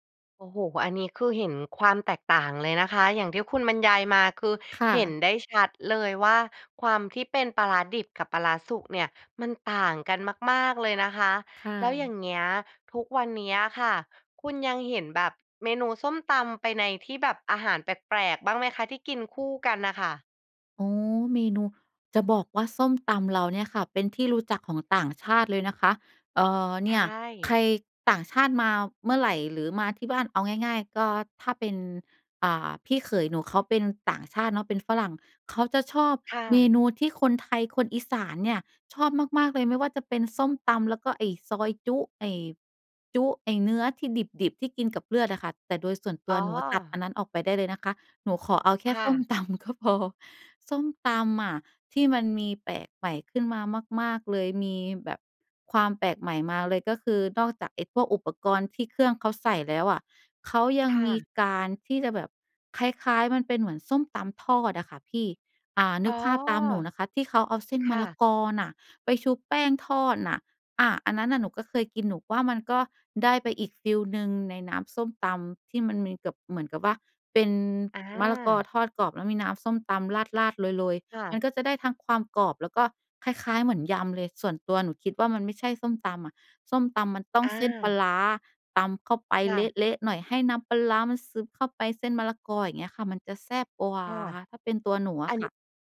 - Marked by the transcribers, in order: laughing while speaking: "ส้มตำก็พอ"
- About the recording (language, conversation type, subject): Thai, podcast, อาหารแบบบ้าน ๆ ของครอบครัวคุณบอกอะไรเกี่ยวกับวัฒนธรรมของคุณบ้าง?